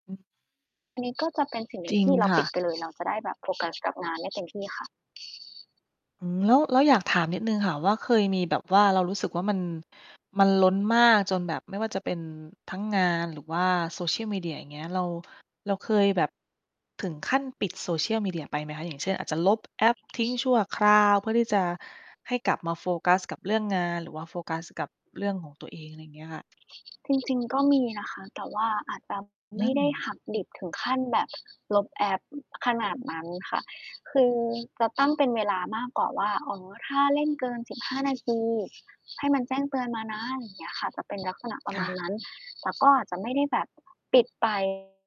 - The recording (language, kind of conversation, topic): Thai, podcast, คุณรับมือกับภาวะข้อมูลล้นได้อย่างไร?
- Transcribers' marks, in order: distorted speech; mechanical hum; other background noise